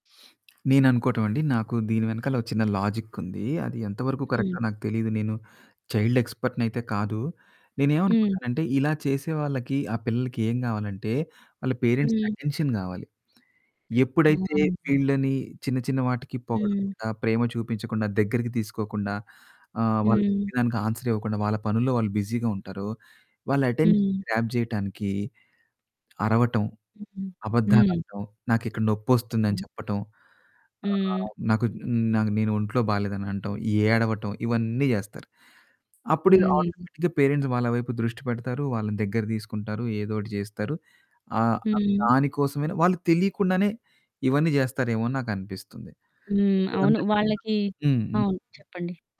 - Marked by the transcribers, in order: other background noise; in English: "లాజిక్"; in English: "చైల్డ్ ఎక్స్పర్ట్"; in English: "పేరెంట్స్‌కి అటెన్షన్"; in English: "ఆన్స్వెర్"; in English: "బిజీగా"; distorted speech; in English: "అటెన్షన్ గ్రాబ్"; in English: "ఆటోమేటిక్‌గా పేరెంట్స్"; unintelligible speech
- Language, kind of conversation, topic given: Telugu, podcast, మీరు పిల్లల్లో జిజ్ఞాసను ఎలా ప్రేరేపిస్తారు?